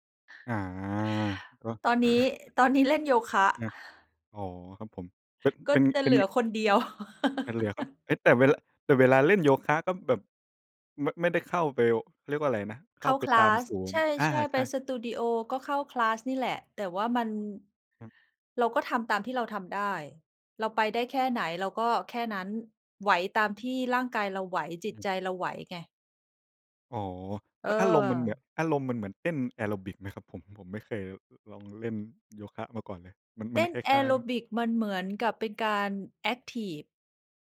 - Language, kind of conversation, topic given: Thai, unstructured, การเล่นกีฬาเป็นงานอดิเรกช่วยให้สุขภาพดีขึ้นจริงไหม?
- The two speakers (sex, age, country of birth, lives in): female, 45-49, Thailand, Thailand; male, 25-29, Thailand, Thailand
- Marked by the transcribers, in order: chuckle; laugh; "ไป" said as "เปว"; in English: "คลาส"; in English: "คลาส"